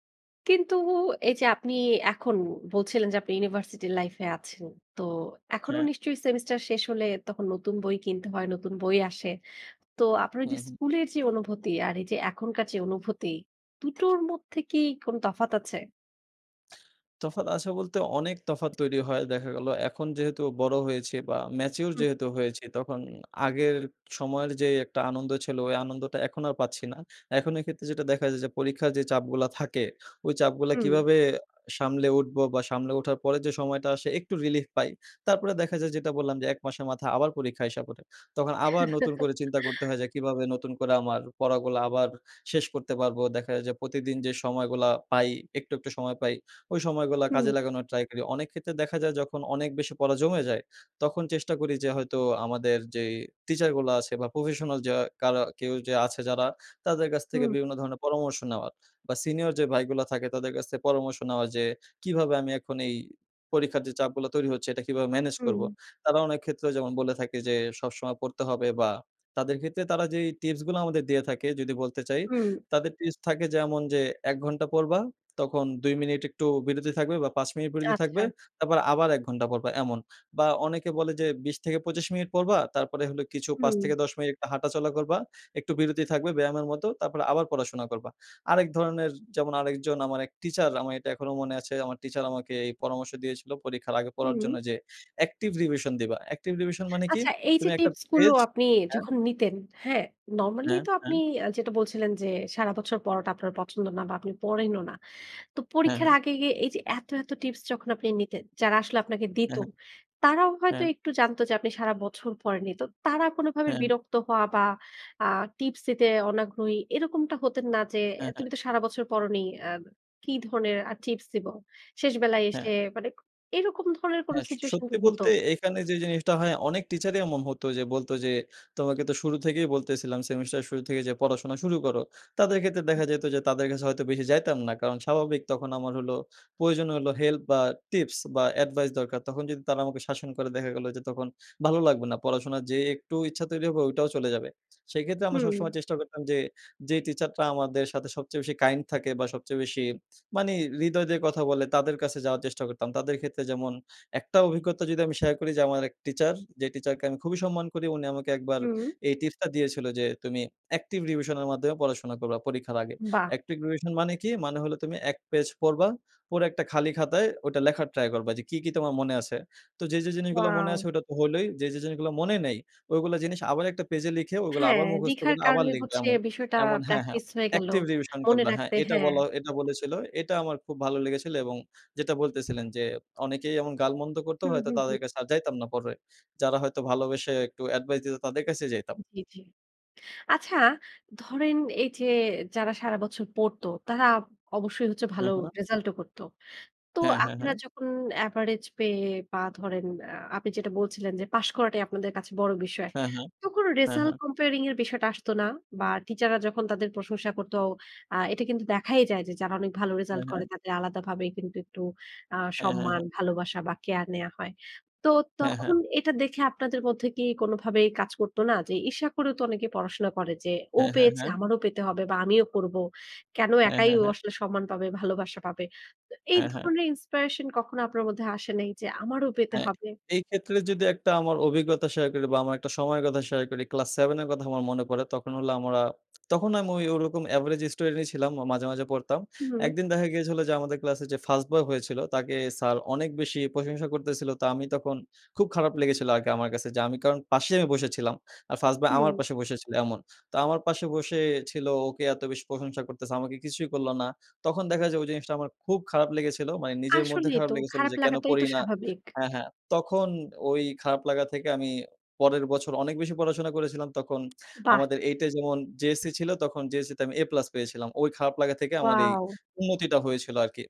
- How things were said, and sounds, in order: in English: "relief"; in English: "professional"; in English: "active revision"; in English: "active revision"; in English: "kind"; in English: "active revision"; in English: "active revision"; joyful: "ওয়াও!"; in English: "active revision"; in English: "comparing"; in English: "inspiration"; put-on voice: "আমারও পেতে হবে?"; joyful: "ওয়াও!"
- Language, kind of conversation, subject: Bengali, podcast, পরীক্ষার চাপের মধ্যে তুমি কীভাবে সামলে থাকো?